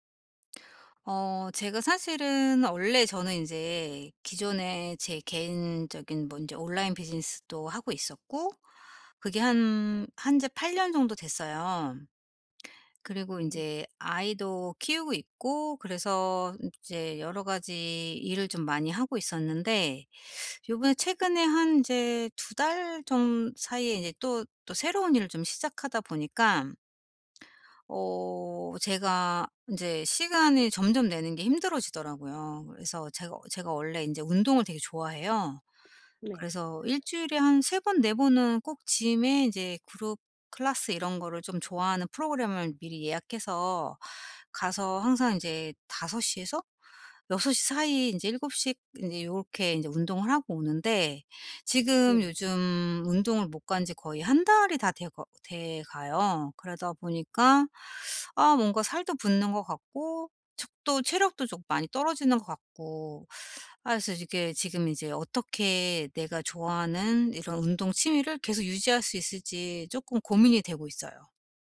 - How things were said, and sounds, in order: other background noise; tapping; in English: "짐에"
- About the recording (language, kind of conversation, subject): Korean, advice, 요즘 시간이 부족해서 좋아하는 취미를 계속하기가 어려운데, 어떻게 하면 꾸준히 유지할 수 있을까요?